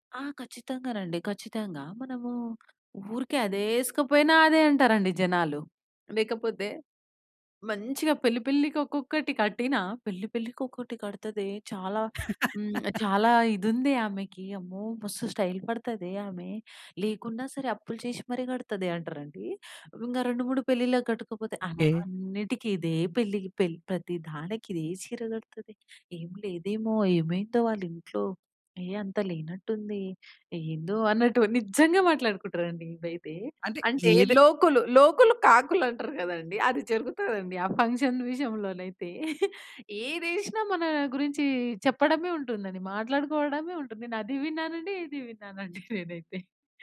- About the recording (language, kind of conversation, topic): Telugu, podcast, ఒక చక్కని దుస్తులు వేసుకున్నప్పుడు మీ రోజు మొత్తం మారిపోయిన అనుభవం మీకు ఎప్పుడైనా ఉందా?
- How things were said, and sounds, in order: chuckle; in English: "స్టైల్"; laughing while speaking: "లోకులు లోకులు కాకులు అంటారు కదండీ, అది జరుగుతదండి ఆ ఫంక్షన్ విషయంలోనైతే"; in English: "ఫంక్షన్"; chuckle